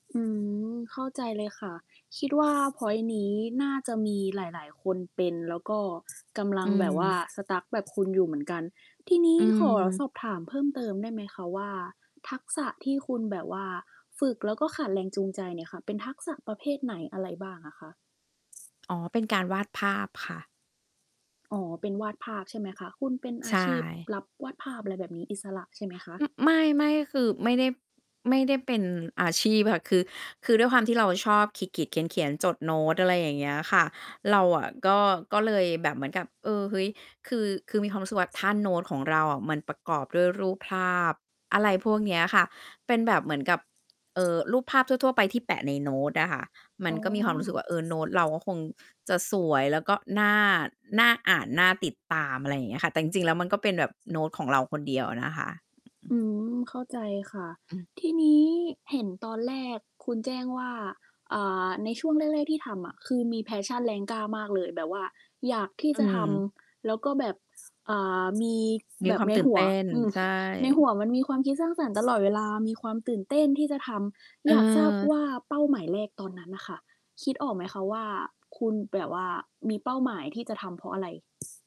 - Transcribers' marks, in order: mechanical hum; static; in English: "Stuck"; tapping; other background noise; distorted speech; in English: "Passion"
- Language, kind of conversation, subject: Thai, advice, ฉันทำอย่างไรให้มีแรงจูงใจระยะยาวเพื่อฝึกทักษะสร้างสรรค์ได้อย่างต่อเนื่อง?